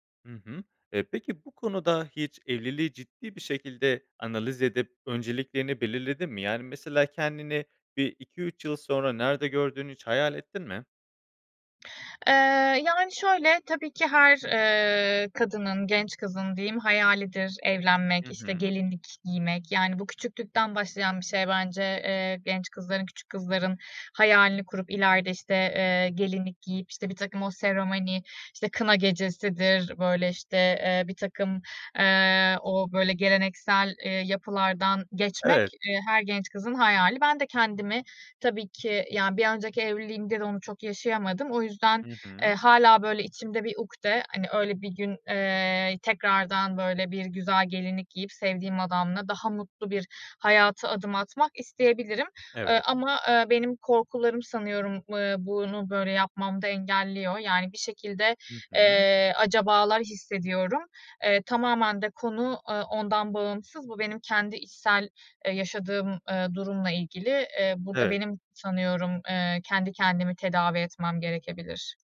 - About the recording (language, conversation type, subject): Turkish, advice, Evlilik veya birlikte yaşamaya karar verme konusunda yaşadığınız anlaşmazlık nedir?
- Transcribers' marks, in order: other background noise